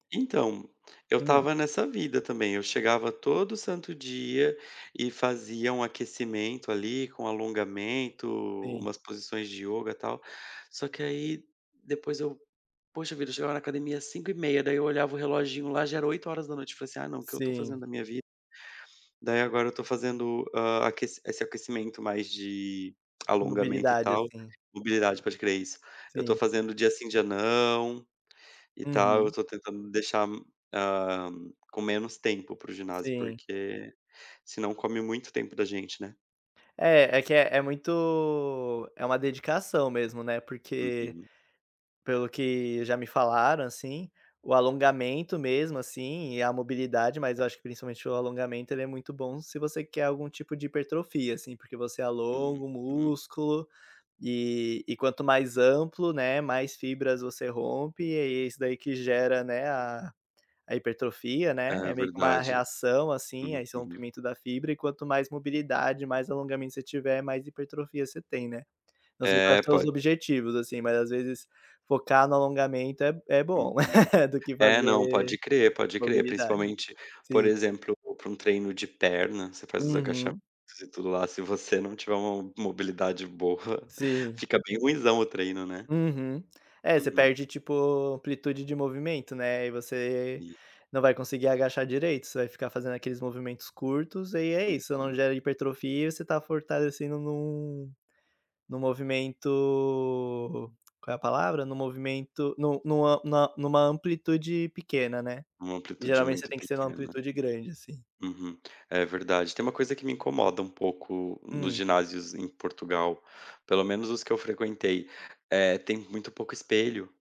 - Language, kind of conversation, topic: Portuguese, unstructured, Como o esporte pode ajudar na saúde mental?
- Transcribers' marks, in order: laugh; tongue click